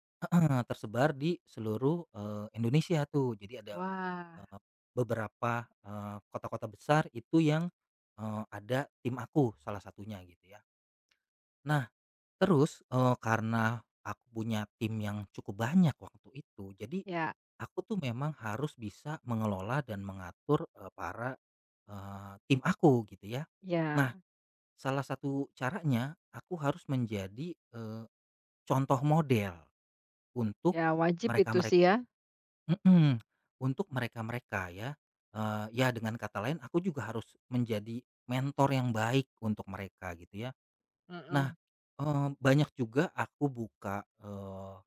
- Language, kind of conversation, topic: Indonesian, podcast, Bagaimana cara menjadi mentor yang baik bagi orang lain?
- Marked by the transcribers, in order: other background noise